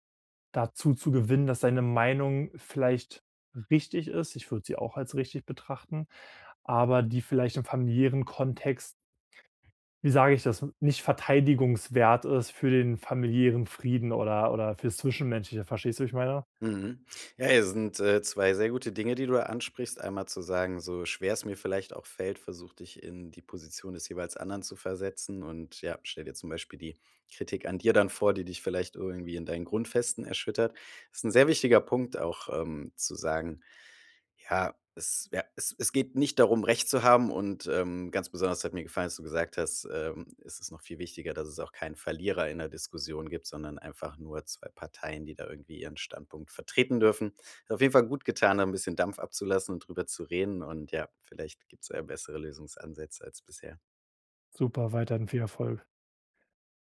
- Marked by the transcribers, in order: none
- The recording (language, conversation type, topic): German, advice, Wann sollte ich mich gegen Kritik verteidigen und wann ist es besser, sie loszulassen?